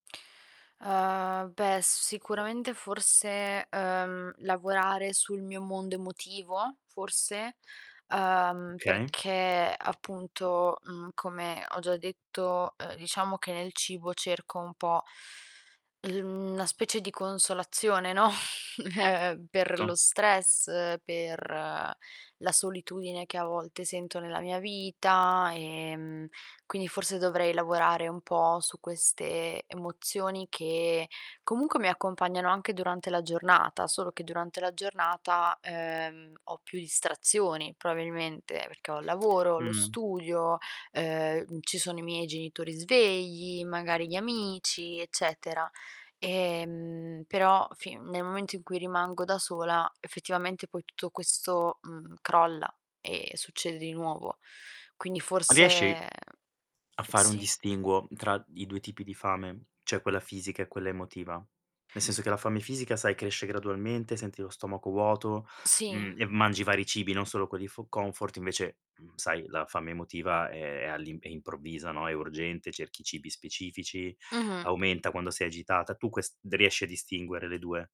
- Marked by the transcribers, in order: distorted speech; chuckle; other background noise; "Cioè" said as "ceh"; tapping
- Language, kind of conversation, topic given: Italian, advice, Cosa ti porta a mangiare emotivamente dopo un periodo di stress o di tristezza?